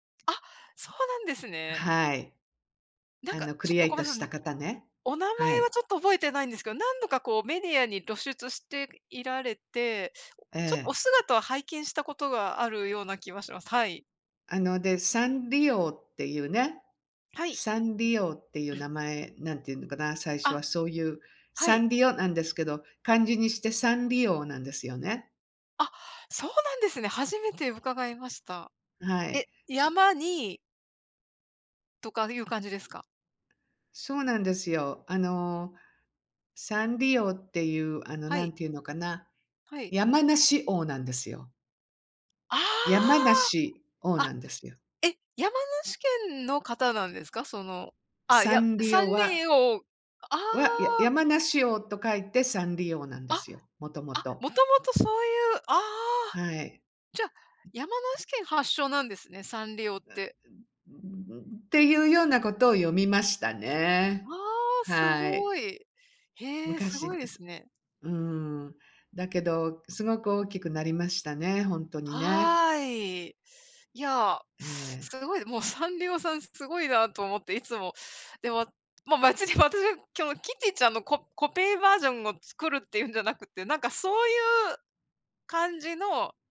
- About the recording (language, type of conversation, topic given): Japanese, unstructured, 将来の目標は何ですか？
- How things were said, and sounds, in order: other background noise; other noise; unintelligible speech